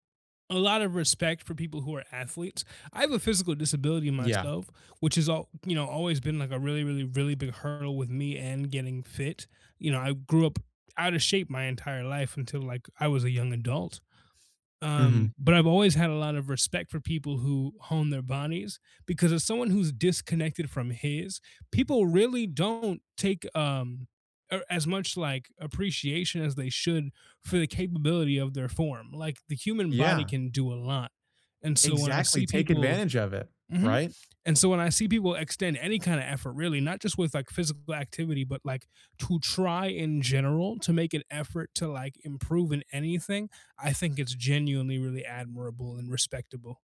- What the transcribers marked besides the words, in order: none
- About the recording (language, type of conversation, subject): English, unstructured, What small daily systems are shaping who you’re becoming right now?
- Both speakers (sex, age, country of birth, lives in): male, 25-29, United States, United States; male, 25-29, United States, United States